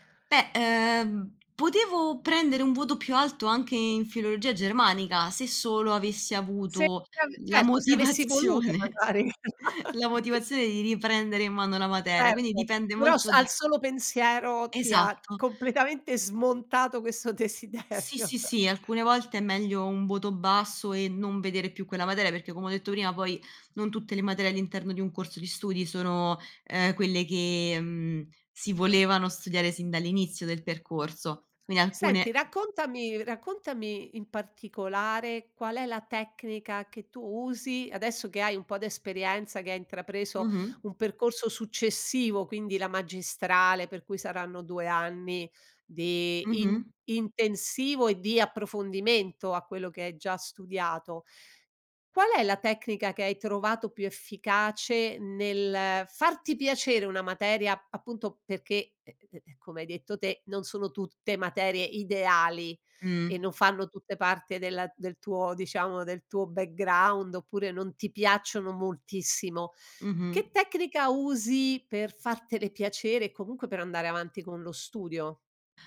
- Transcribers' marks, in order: tapping; unintelligible speech; laughing while speaking: "motivazione"; laughing while speaking: "magari"; chuckle; "Certo" said as "Perto"; laughing while speaking: "desiderio"; chuckle; "materia" said as "matera"
- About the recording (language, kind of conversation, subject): Italian, podcast, Come fai a trovare la motivazione quando studiare ti annoia?